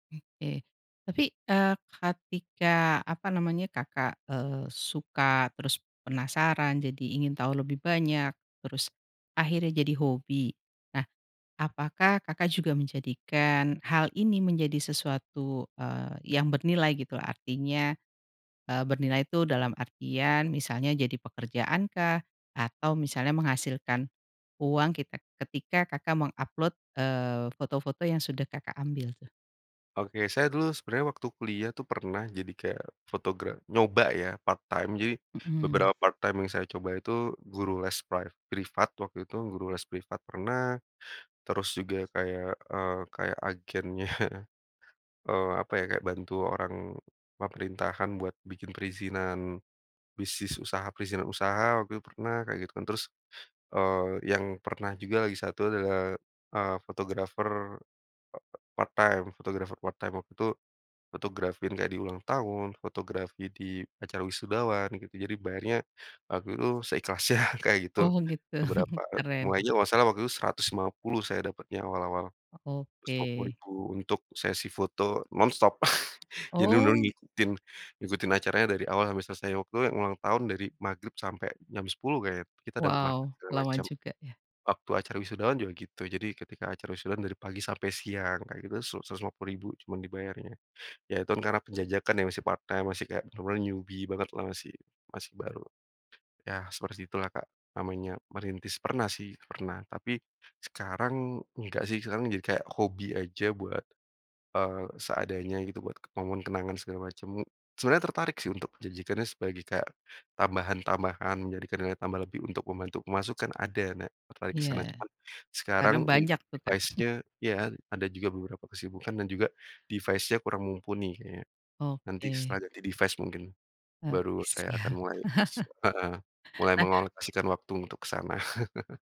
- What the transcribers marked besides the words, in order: in English: "meng-upload"; in English: "part-time"; "beberapa" said as "bebera"; in English: "part-time"; put-on voice: "priv"; laughing while speaking: "agennya"; other background noise; in English: "part-time"; in English: "part-time"; "fotografi" said as "fotografin"; tapping; laughing while speaking: "seikhlasnya"; chuckle; chuckle; in English: "part-time"; in English: "newbie"; chuckle; in English: "device-nya"; in English: "device-nya"; in English: "device"; laughing while speaking: "siap"; chuckle; chuckle
- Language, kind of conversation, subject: Indonesian, podcast, Pengalaman apa yang membuat kamu terus ingin tahu lebih banyak?